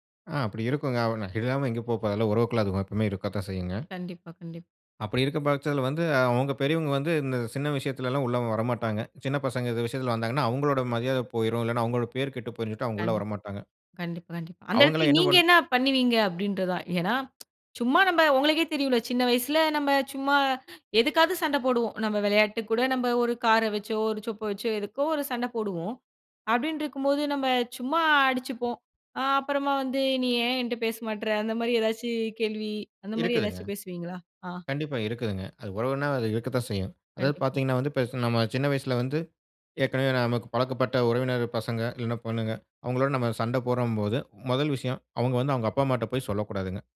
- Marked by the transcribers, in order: unintelligible speech; unintelligible speech; "என்ன" said as "என்னா"; tsk; "இருக்கும்போது" said as "ரிக்கும்போது"; laughing while speaking: "எதாச்சும் கேள்வி"
- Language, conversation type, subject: Tamil, podcast, சண்டை முடிந்த பிறகு உரையாடலை எப்படி தொடங்குவது?